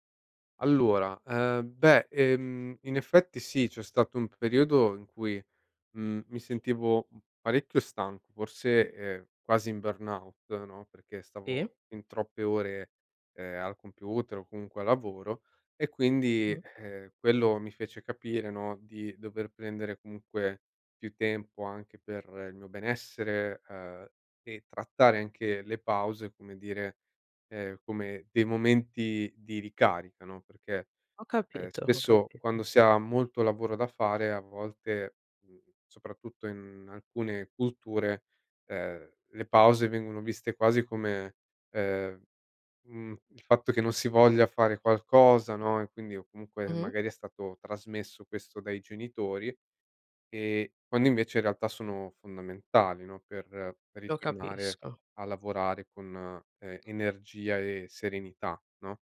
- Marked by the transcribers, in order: in English: "burnout"
- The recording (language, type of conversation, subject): Italian, podcast, Cosa fai per limitare il tempo davanti agli schermi?